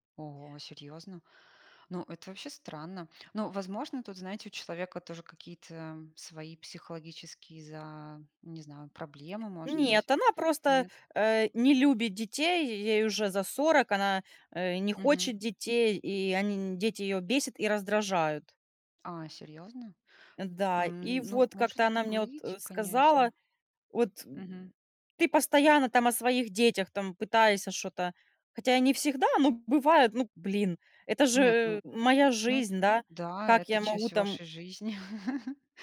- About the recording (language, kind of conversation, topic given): Russian, unstructured, Как вы относитесь к дружбе с людьми, которые вас не понимают?
- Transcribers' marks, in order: tapping; "что-то" said as "шо-то"; chuckle